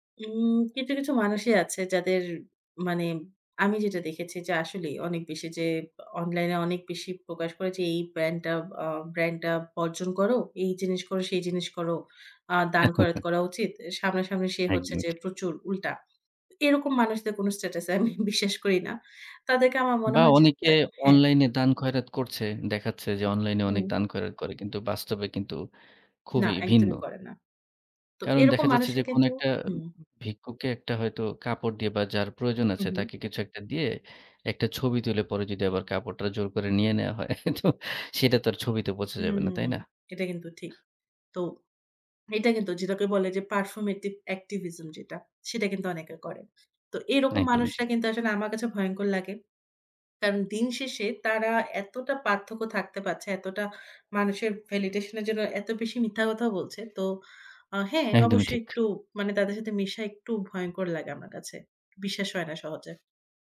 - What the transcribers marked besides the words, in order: other background noise; chuckle; laughing while speaking: "আমি"; laughing while speaking: "হ্যাঁ তো"; in English: "performative activism"; in English: "ভ্যালিডেশন"
- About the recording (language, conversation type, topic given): Bengali, podcast, অনলাইনে ভুল বোঝাবুঝি হলে তুমি কী করো?